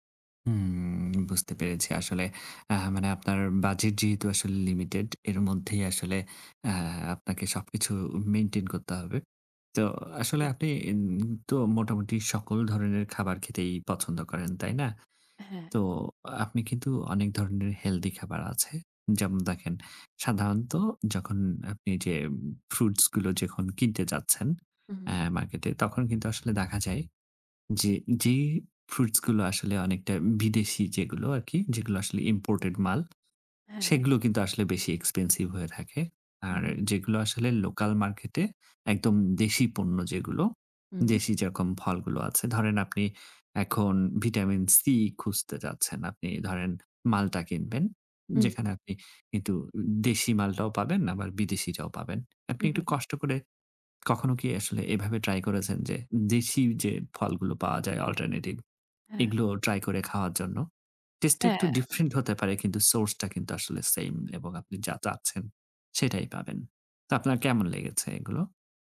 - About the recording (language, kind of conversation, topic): Bengali, advice, বাজেটের মধ্যে স্বাস্থ্যকর খাবার কেনা কেন কঠিন লাগে?
- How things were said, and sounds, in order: drawn out: "উম"; in English: "লিমিটেড"; tapping; in English: "অল্টারনেটিভ"; in English: "সোর্স"